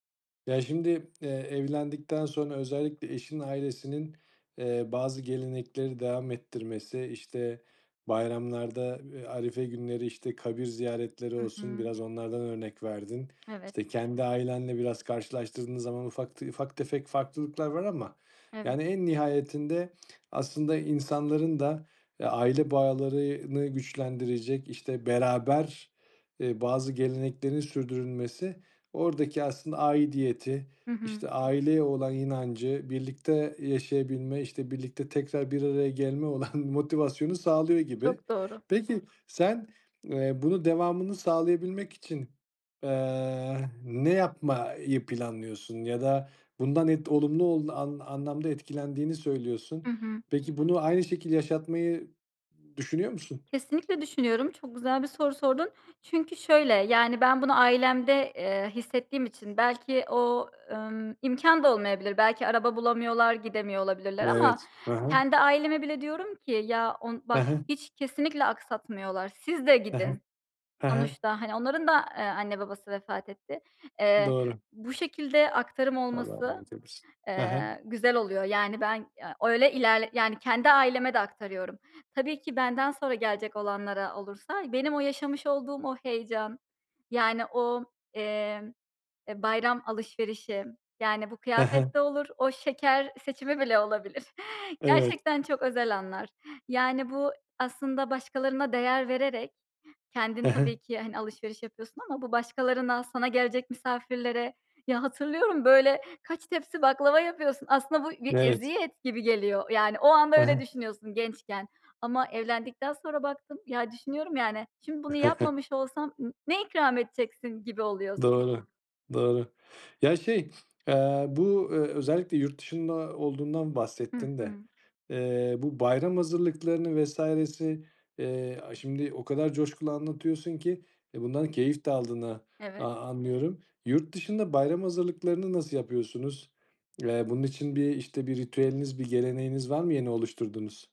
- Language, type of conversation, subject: Turkish, podcast, Bayramlarda ya da kutlamalarda seni en çok etkileyen gelenek hangisi?
- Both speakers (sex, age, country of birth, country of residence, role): female, 30-34, Turkey, United States, guest; male, 35-39, Turkey, Austria, host
- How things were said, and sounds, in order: laughing while speaking: "olan"; other background noise; laughing while speaking: "olabilir"; joyful: "Ya, hatırlıyorum böyle kaç tepsi … öyle düşünüyorsun gençken"; chuckle; sniff